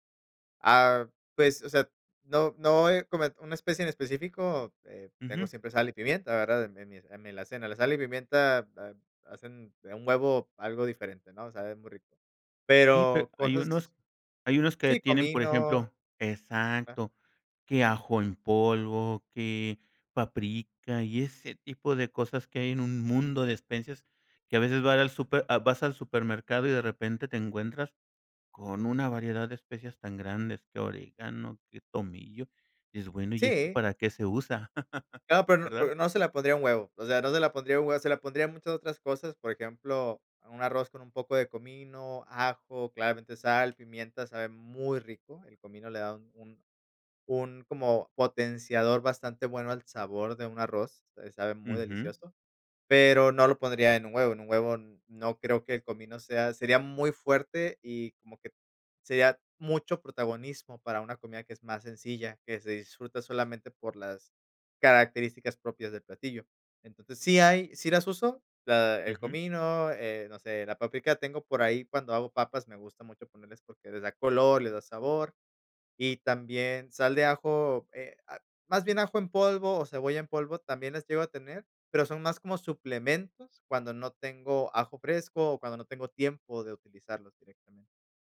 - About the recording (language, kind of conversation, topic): Spanish, podcast, ¿Cómo cocinas cuando tienes poco tiempo y poco dinero?
- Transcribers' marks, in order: "vas" said as "var"; laugh